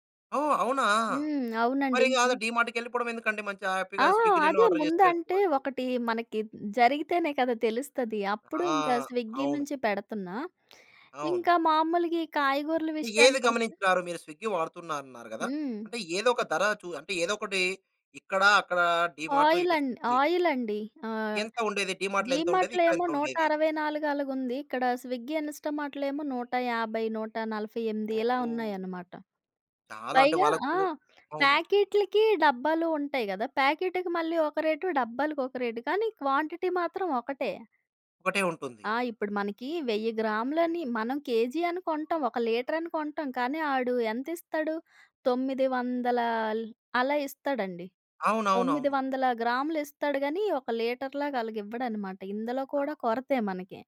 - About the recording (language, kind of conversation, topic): Telugu, podcast, బజార్‌లో ధరలు ఒక్కసారిగా మారి గందరగోళం ఏర్పడినప్పుడు మీరు ఏమి చేశారు?
- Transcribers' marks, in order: in English: "హ్యాపీగా స్విగ్గిలోనే ఆర్డర్"; in English: "స్విగ్గీ"; in English: "స్విగ్గీ"; in English: "స్విగ్గీ"; in English: "డీమార్ట్‌లో"; in English: "డీమార్ట్‌లో"; in English: "స్విగ్గీ, ఇన్‌స్టామార్ట్‌లో"; in English: "క్వాంటిటీ"; "ఇందులో" said as "ఇందలో"; other noise